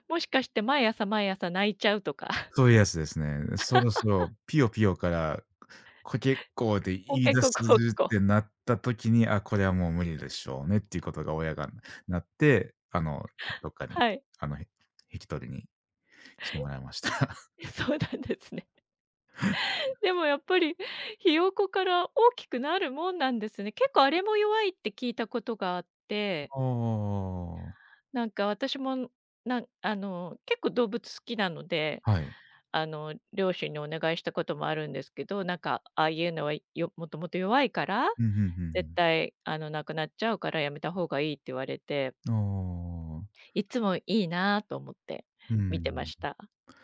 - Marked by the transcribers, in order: laugh; laughing while speaking: "コケココッコ"; laughing while speaking: "来てもらいました"; laughing while speaking: "はい。え、そうなんですね"; laugh
- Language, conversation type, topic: Japanese, unstructured, お祭りに行くと、どんな気持ちになりますか？